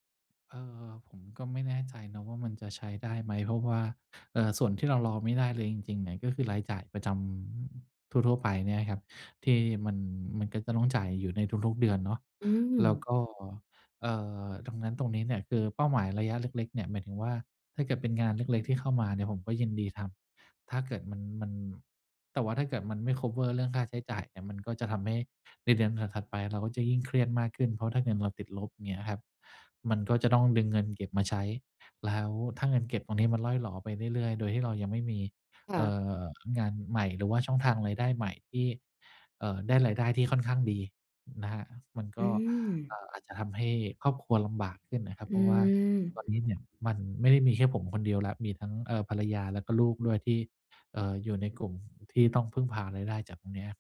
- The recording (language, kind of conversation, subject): Thai, advice, ฉันจะเริ่มก้าวข้ามความกลัวความล้มเหลวและเดินหน้าต่อได้อย่างไร?
- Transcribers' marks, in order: in English: "คัฟเวอร์"